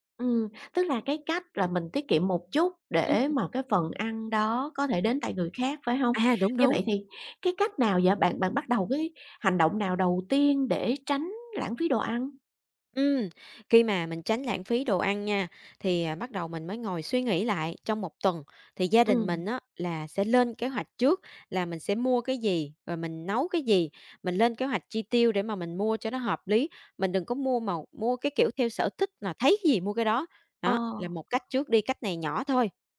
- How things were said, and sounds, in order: tapping; other background noise
- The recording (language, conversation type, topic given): Vietnamese, podcast, Bạn làm thế nào để giảm lãng phí thực phẩm?
- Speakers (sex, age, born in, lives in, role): female, 25-29, Vietnam, Vietnam, guest; female, 40-44, Vietnam, Vietnam, host